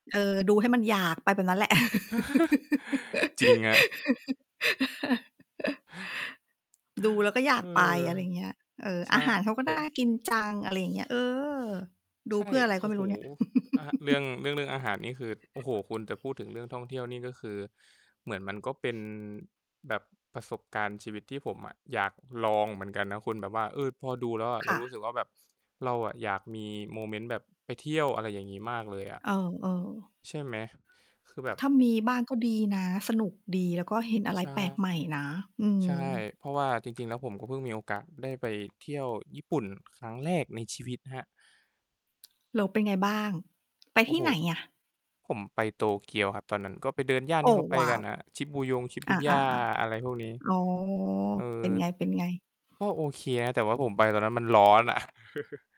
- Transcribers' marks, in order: laugh; mechanical hum; laugh; distorted speech; static; laugh; tapping; other background noise; laughing while speaking: "อ่ะ"; chuckle
- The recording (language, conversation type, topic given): Thai, unstructured, คุณชอบดูภาพยนตร์แนวไหนในเวลาว่าง?